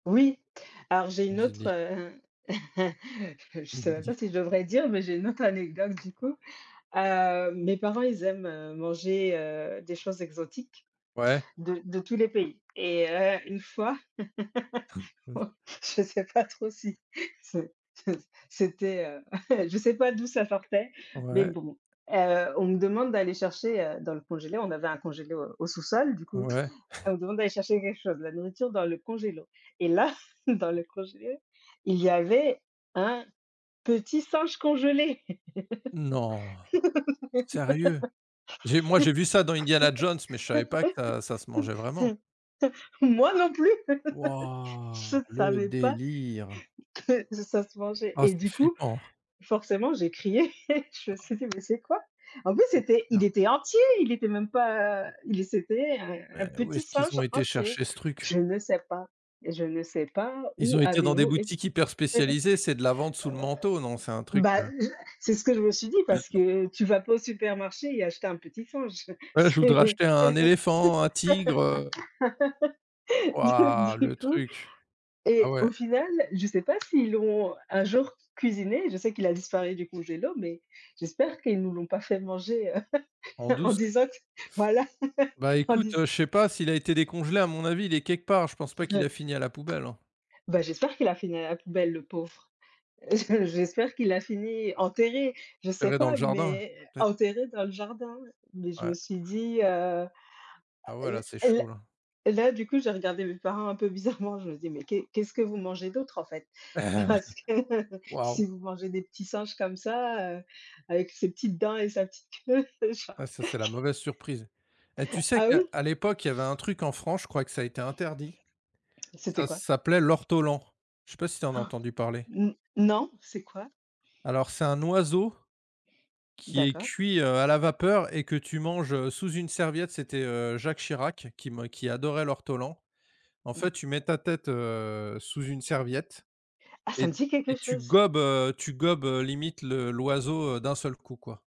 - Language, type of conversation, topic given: French, unstructured, As-tu une anecdote drôle liée à un repas ?
- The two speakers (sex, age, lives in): female, 35-39, Spain; male, 45-49, France
- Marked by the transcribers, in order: chuckle; chuckle; laugh; laughing while speaking: "je sais pas trop si … d'où ça sortait"; "congélateur" said as "congélo"; chuckle; "congélateur" said as "congélo"; "congélateur" said as "congélo"; "congélateur" said as "congélo"; laugh; laughing while speaking: "Moi non plus. Je savais pas que ça se mangeait"; drawn out: "Wouah !"; laughing while speaking: "j'ai crié"; unintelligible speech; laugh; laughing while speaking: "Donc, du coup"; drawn out: "Wouah"; "congélateur" said as "congélo"; chuckle; laughing while speaking: "en disant que voilà, en disant"; other background noise; tapping; laughing while speaking: "et sa petite queue, genre"; gasp